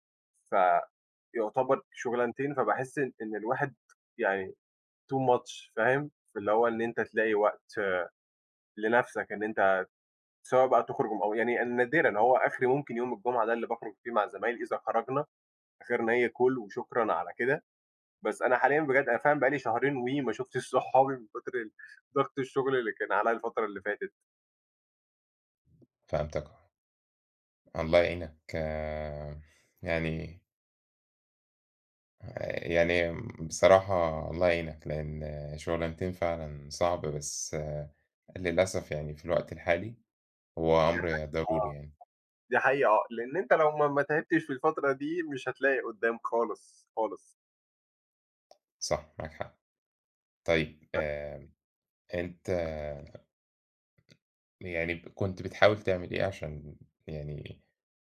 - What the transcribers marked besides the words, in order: in English: "too much"; in English: "call"; tapping; other background noise
- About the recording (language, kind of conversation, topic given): Arabic, unstructured, إزاي تحافظ على توازن بين الشغل وحياتك؟